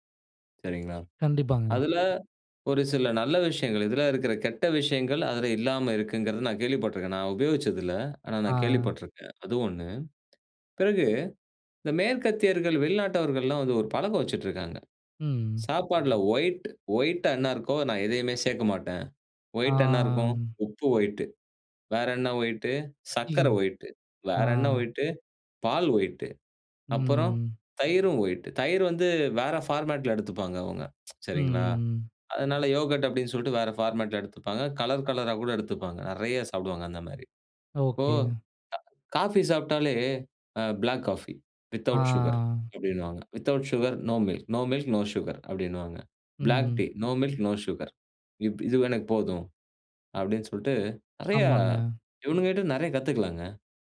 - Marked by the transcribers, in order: other background noise; in English: "ஒயிட் ஒயிட்டா"; in English: "ஒயிட்"; in English: "ஒயிட்டு"; in English: "ஒயிட்டு?"; in English: "ஒயிட்டு"; in English: "ஒயிட்டு?"; in English: "ஒயிட்டு"; drawn out: "ம்"; in English: "ஒயிட்"; in English: "ஃபார்மட்ல"; tsk; drawn out: "ம்"; in English: "யோகர்ட்"; in English: "ஃபார்மட்ல"; in English: "ப்ளாக் காஃபி வித்தவுட் சுகர்"; drawn out: "ஆ"; in English: "வித்தவுட் சுகர், நோ மில்க், நோ மில்க், நோ சுகர்"; in English: "ப்ளாக் டீ, நோ மில்க், நோ சுகர்"
- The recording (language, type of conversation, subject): Tamil, podcast, உணவில் சிறிய மாற்றங்கள் எப்படி வாழ்க்கையை பாதிக்க முடியும்?